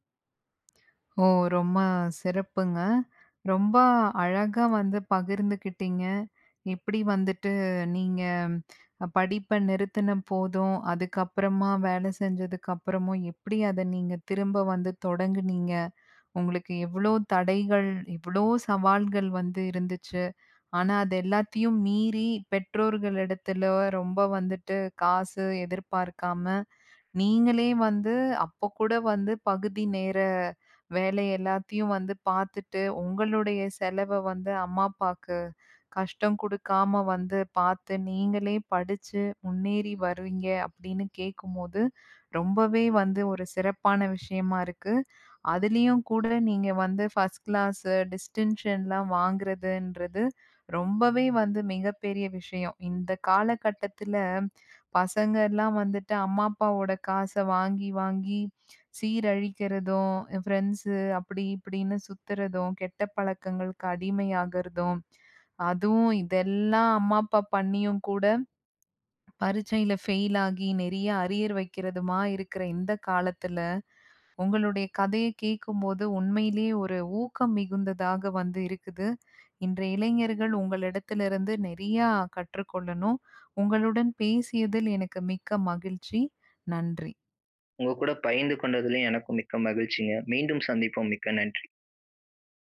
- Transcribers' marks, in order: other background noise; in English: "ஃபர்ஸ்ட் கிளாஸ் டிஸ்டன்ஷன்லாம்"
- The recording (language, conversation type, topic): Tamil, podcast, மீண்டும் கற்றலைத் தொடங்குவதற்கு சிறந்த முறையெது?